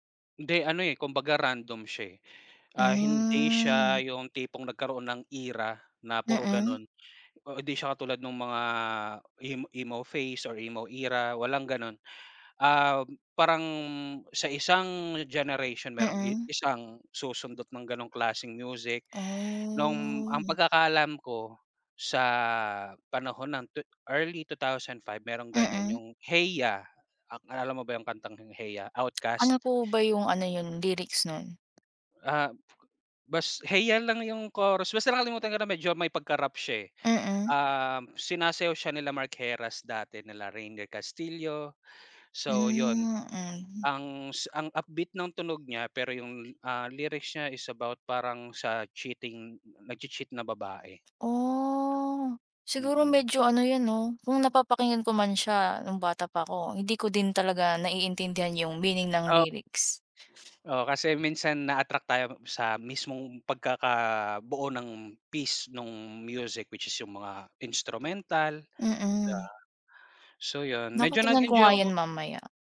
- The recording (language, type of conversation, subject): Filipino, unstructured, Paano ka naaapektuhan ng musika sa araw-araw?
- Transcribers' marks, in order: tapping; drawn out: "Oh"; other background noise